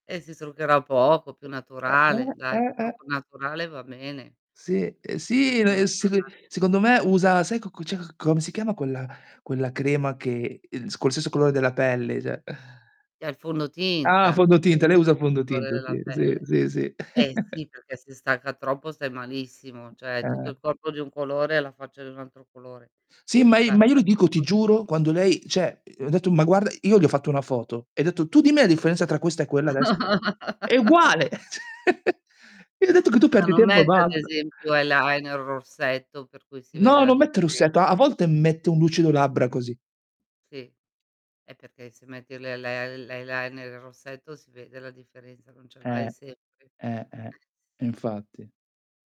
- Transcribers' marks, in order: distorted speech; unintelligible speech; "cioè" said as "ceh"; "cioè" said as "ceh"; "sì" said as "zì"; "sì" said as "zì"; "sì" said as "zì"; chuckle; "cioè" said as "ceh"; "cioè" said as "ceh"; laugh; chuckle; other background noise
- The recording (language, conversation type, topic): Italian, unstructured, Cosa pensi delle nuove regole sul lavoro da casa?